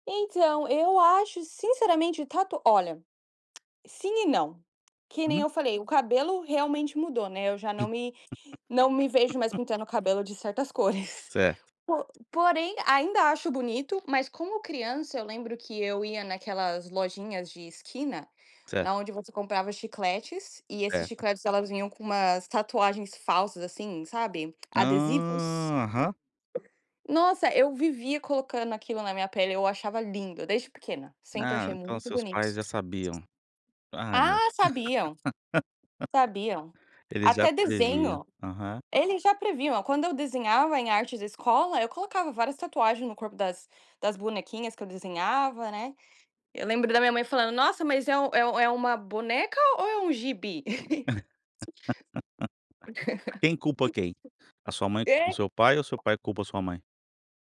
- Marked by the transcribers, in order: tapping; laugh; chuckle; drawn out: "Ah"; laugh; laugh; chuckle; other background noise
- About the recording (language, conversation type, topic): Portuguese, podcast, O que o seu estilo pessoal diz sobre você?